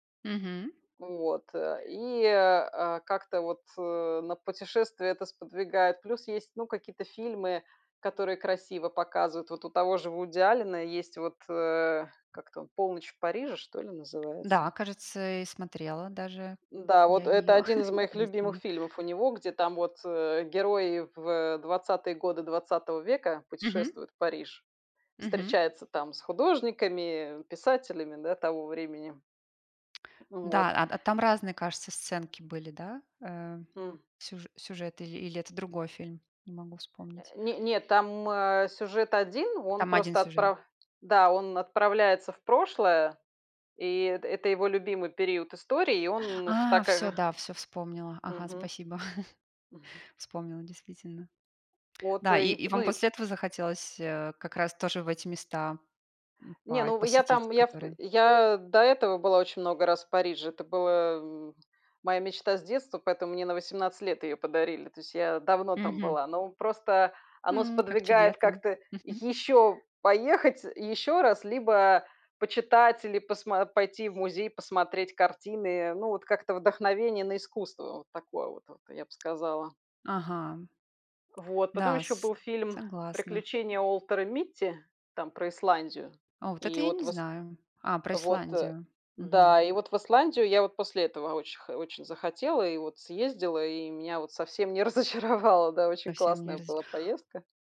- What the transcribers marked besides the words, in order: tapping; other background noise; chuckle; unintelligible speech; chuckle; laughing while speaking: "разочаровало"
- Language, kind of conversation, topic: Russian, unstructured, Какое значение для тебя имеют фильмы в повседневной жизни?